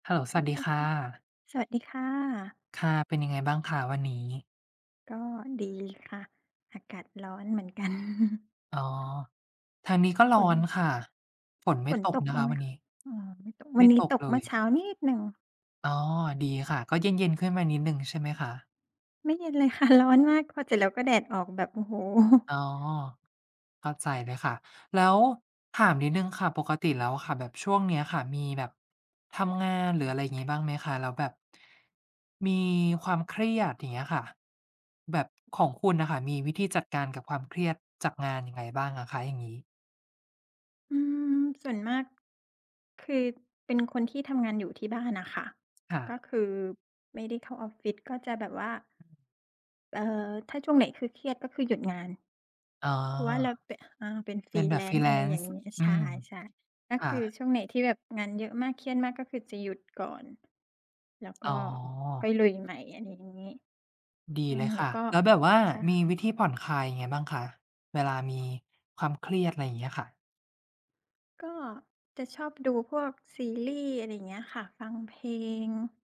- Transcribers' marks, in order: chuckle; tapping; laughing while speaking: "ค่ะ"; other background noise; in English: "Freelance"; in English: "Freelance"
- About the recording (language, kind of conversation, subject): Thai, unstructured, คุณจัดการกับความเครียดจากงานอย่างไร?